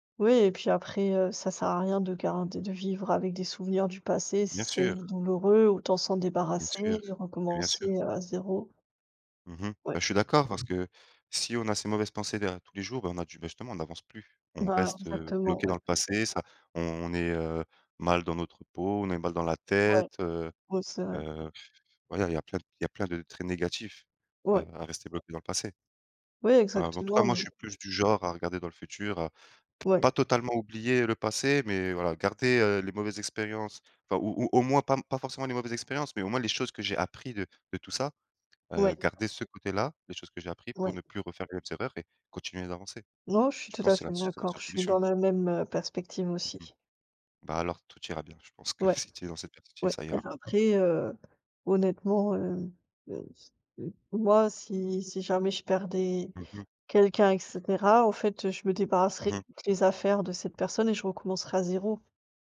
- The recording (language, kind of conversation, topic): French, unstructured, Est-ce que des souvenirs négatifs influencent tes choix actuels ?
- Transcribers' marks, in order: other background noise; blowing; laughing while speaking: "si tu es"; tapping